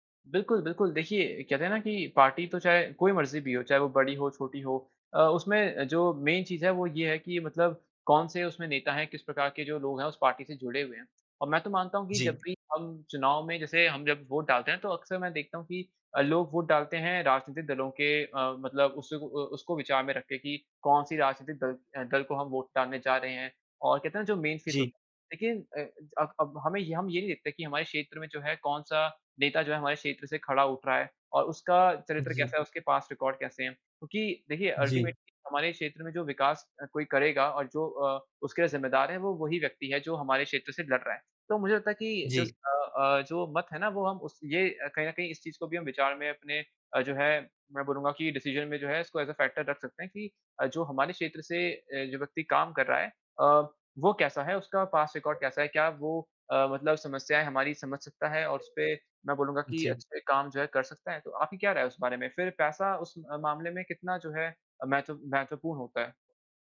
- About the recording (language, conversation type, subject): Hindi, unstructured, क्या चुनाव में पैसा ज़्यादा प्रभाव डालता है?
- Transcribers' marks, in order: in English: "पार्टी"; in English: "मेन"; in English: "पार्टी"; in English: "मेन"; in English: "पास्ट रिकॉर्ड"; in English: "अल्टीमेटली"; in English: "जस्ट"; in English: "डिसीज़न"; in English: "एज़ ए फैक्टर"; in English: "पास्ट रिकॉर्ड"; other background noise